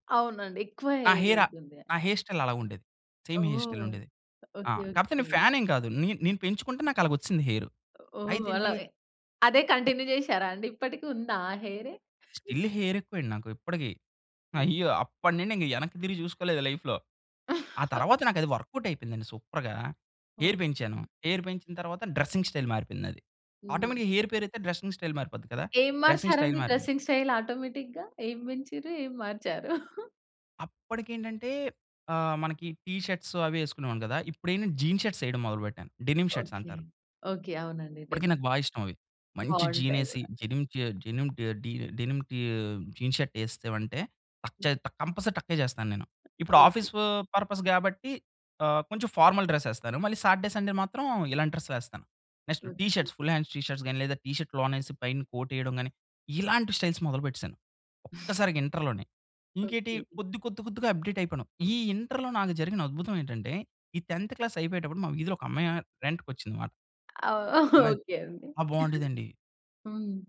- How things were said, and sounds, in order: in English: "హెయిర్"; in English: "హెయిర్ స్టైల్"; in English: "సేమ్ హెయిర్ స్టైల్"; other background noise; in English: "కంటిన్యూ"; in English: "స్టిల్ హెయిర్"; chuckle; in English: "లైఫ్‌లో"; chuckle; in English: "వర్క్‌అవుట్"; in English: "సూపర్‌గా. హెయిర్"; in English: "డ్రెసింగ్ స్టైల్"; in English: "ఆటోమేటిక్‌గా హెయిర్"; in English: "డ్రెసింగ్ స్టైల్"; in English: "డ్రెస్సింగ్ స్టైల్"; in English: "డ్రెసింగ్ స్టైల్ ఆటోమేటిక్‌గా?"; chuckle; in English: "టీషర్ట్స్"; in English: "జీన్స్ షర్ట్స్"; in English: "డెనిమ్ షర్ట్స్"; in English: "జీన్స్"; in English: "టక్"; in English: "కంపల్సరీ"; in English: "పర్పస్"; in English: "ఫార్మల్ డ్రెస్"; in English: "సాటర్‌డె, సండే"; in English: "నెక్స్ట్ టీషర్ట్స్ ఫుల్ హాండ్ టీషర్ట్స్"; in English: "టీషర్ట్స్"; in English: "స్టైల్స్"; in English: "అప్డేట్"; in English: "టెంథ్ క్లాస్"; laughing while speaking: "ఓకె అండి"; other noise
- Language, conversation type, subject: Telugu, podcast, మీ ఆత్మవిశ్వాసాన్ని పెంచిన అనుభవం గురించి చెప్పగలరా?